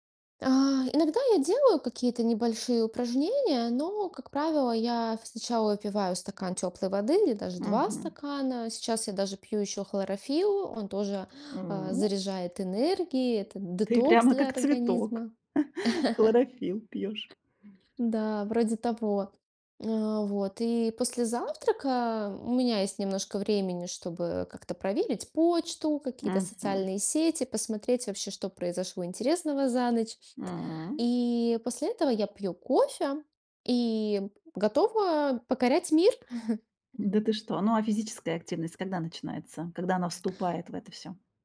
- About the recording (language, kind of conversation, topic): Russian, podcast, Какие привычки помогут сделать ваше утро более продуктивным?
- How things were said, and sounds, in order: other background noise; laughing while speaking: "прямо как цветок, хлорофилл пьёшь"; chuckle; chuckle